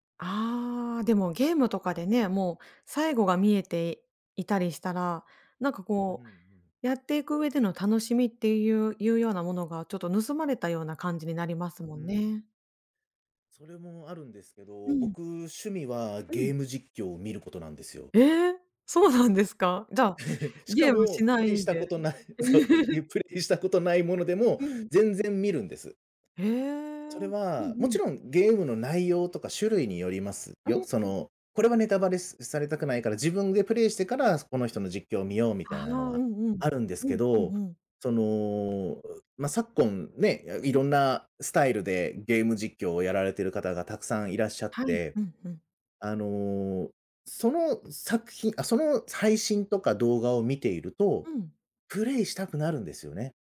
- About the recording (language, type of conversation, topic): Japanese, podcast, ネタバレはどう扱うのがいいと思いますか？
- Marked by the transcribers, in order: laugh; laughing while speaking: "そう、ゆ プレイしたことないものでも"; laugh